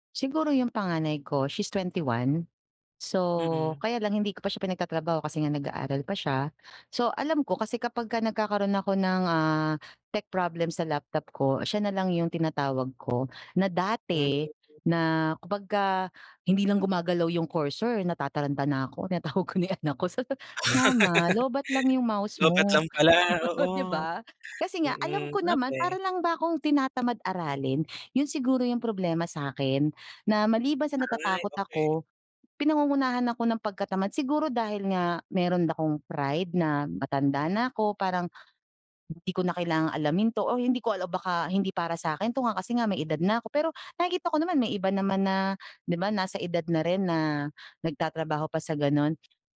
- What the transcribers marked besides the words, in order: tapping; other background noise; laughing while speaking: "tinatawag ko na yung anak ko, sa"; unintelligible speech; laugh; laugh
- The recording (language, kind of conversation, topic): Filipino, advice, Paano ko haharapin ang takot na subukan ang bagong gawain?